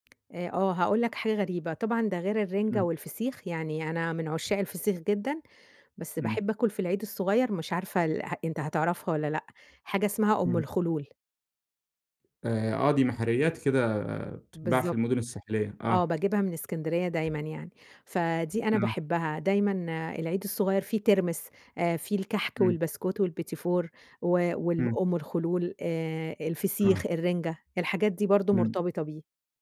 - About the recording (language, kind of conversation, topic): Arabic, podcast, إيه أكتر ذكرى ليك مرتبطة بأكلة بتحبها؟
- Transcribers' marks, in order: tapping; in French: "والبيتيفور"